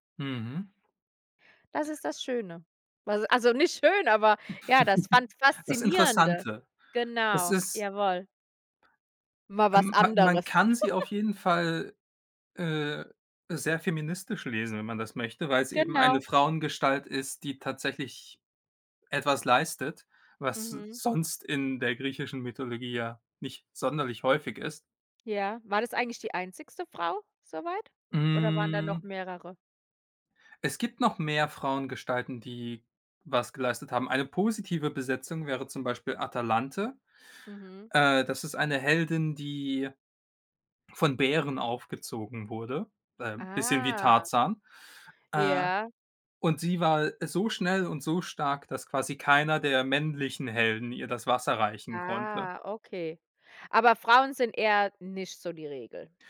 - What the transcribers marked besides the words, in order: laugh; chuckle; "einzige" said as "einzigste"
- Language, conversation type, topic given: German, unstructured, Welche historische Persönlichkeit findest du besonders inspirierend?